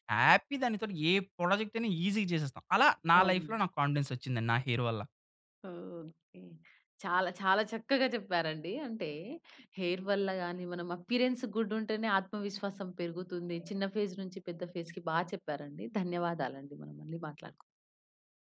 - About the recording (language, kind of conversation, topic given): Telugu, podcast, మీ ఆత్మవిశ్వాసాన్ని పెంచిన అనుభవం గురించి చెప్పగలరా?
- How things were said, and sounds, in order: in English: "హ్యాపీ"; in English: "ప్రాజెక్ట్"; in English: "ఈజీ‌గా"; in English: "లైఫ్‌లో"; in English: "కాన్ఫిడెన్స్"; in English: "హెయిర్"; in English: "హెయిర్"; in English: "అపియరెన్స్ గుడ్"; in English: "ఫేజ్"; in English: "ఫేస్‌కి"